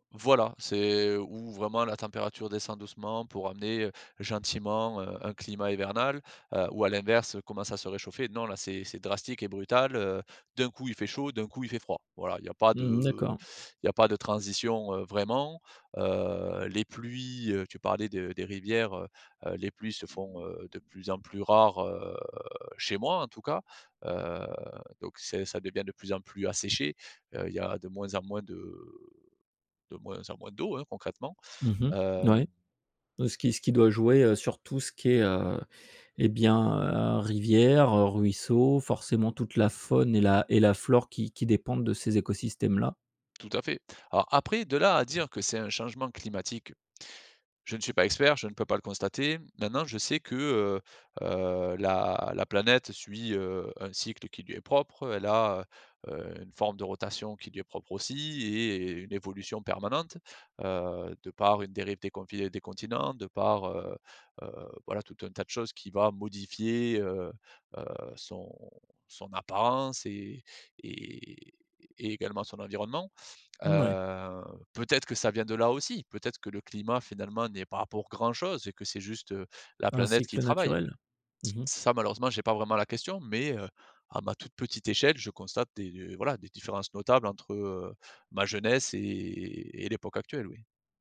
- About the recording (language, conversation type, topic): French, podcast, Que penses-tu des saisons qui changent à cause du changement climatique ?
- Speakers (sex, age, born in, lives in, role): male, 35-39, France, France, guest; male, 45-49, France, France, host
- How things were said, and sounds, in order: drawn out: "heu"; tapping; drawn out: "et"; drawn out: "Heu"; stressed: "pas pour grand chose"